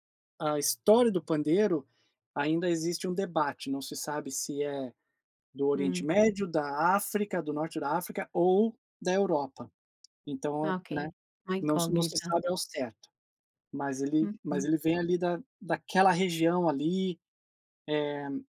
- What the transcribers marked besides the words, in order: none
- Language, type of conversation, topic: Portuguese, podcast, Você já foi convidado para a casa de um morador local? Como foi?